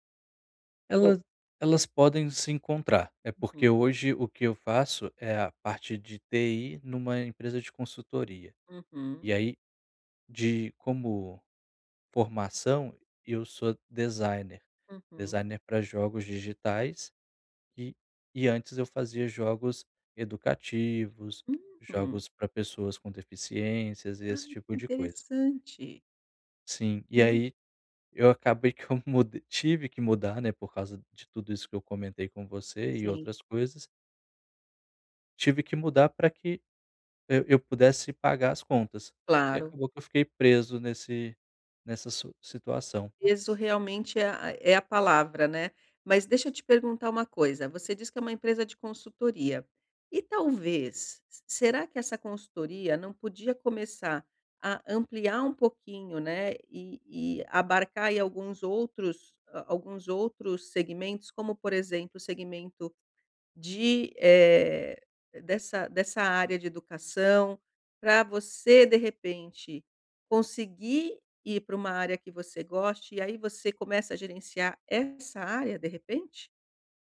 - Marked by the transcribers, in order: none
- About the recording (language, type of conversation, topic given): Portuguese, advice, Como posso dizer não sem sentir culpa ou medo de desapontar os outros?